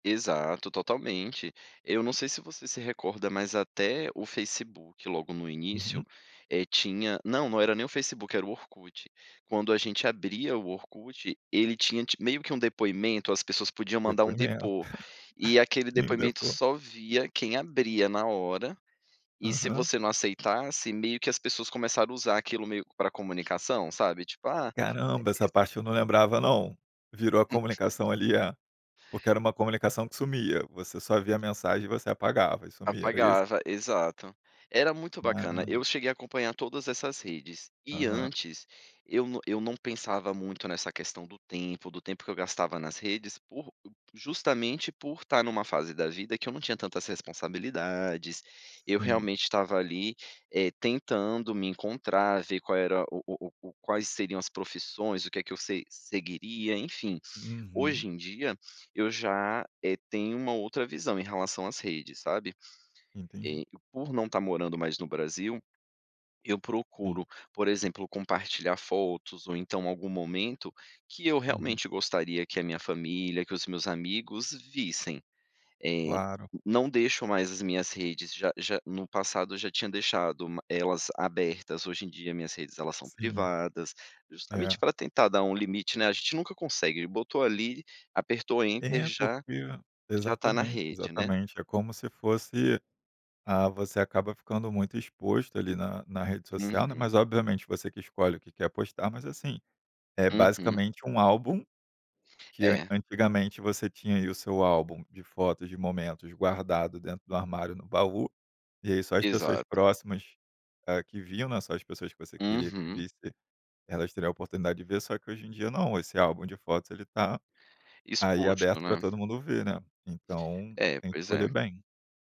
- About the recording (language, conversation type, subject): Portuguese, podcast, Como você gerencia o tempo nas redes sociais?
- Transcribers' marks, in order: chuckle; unintelligible speech; chuckle; tapping; other background noise; in English: "enter"